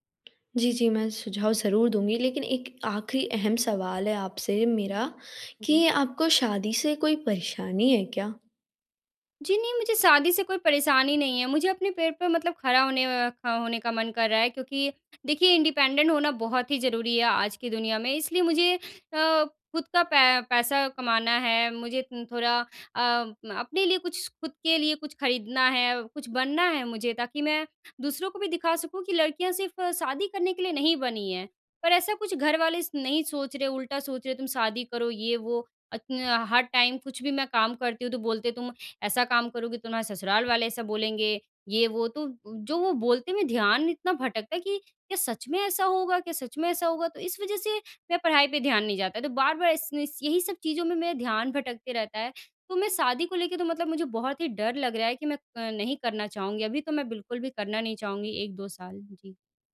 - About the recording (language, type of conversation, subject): Hindi, advice, मेरा ध्यान दिनभर बार-बार भटकता है, मैं साधारण कामों पर ध्यान कैसे बनाए रखूँ?
- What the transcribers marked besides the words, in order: tapping; in English: "इंडिपेंडेंट"; in English: "टाइम"